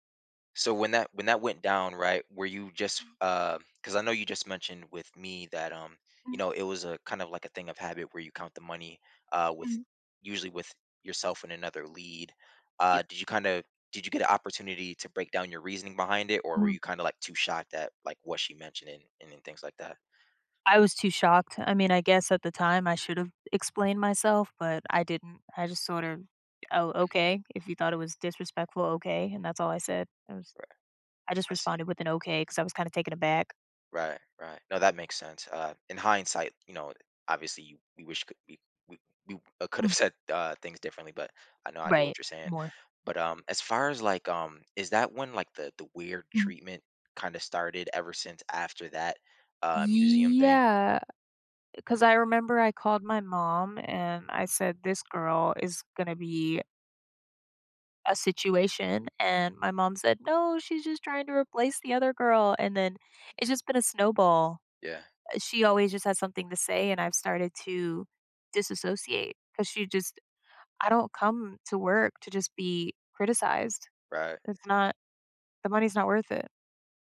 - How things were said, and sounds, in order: other background noise; tapping; drawn out: "Yeah"
- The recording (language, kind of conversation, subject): English, advice, How can I cope with workplace bullying?